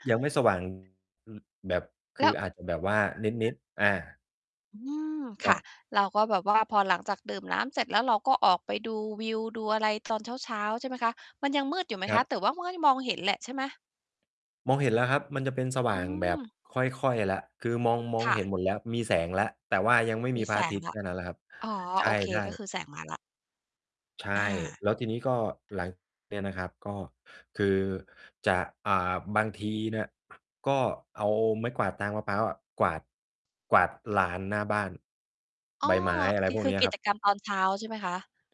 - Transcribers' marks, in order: distorted speech; tapping
- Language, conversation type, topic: Thai, podcast, กิจวัตรตอนเช้าแบบไหนที่ทำให้คุณยิ้มได้?